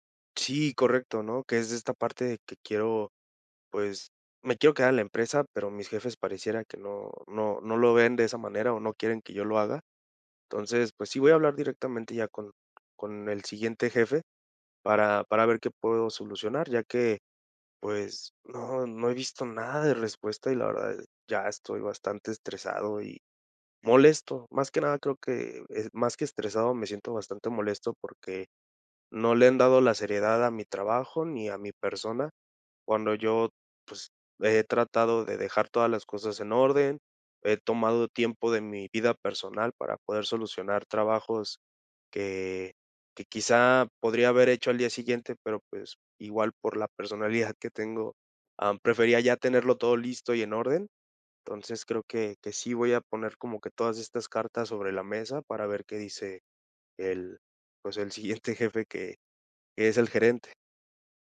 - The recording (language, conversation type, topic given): Spanish, advice, ¿Cómo puedo pedir con confianza un aumento o reconocimiento laboral?
- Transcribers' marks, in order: other background noise; laughing while speaking: "personalidad"; laughing while speaking: "siguiente jefe"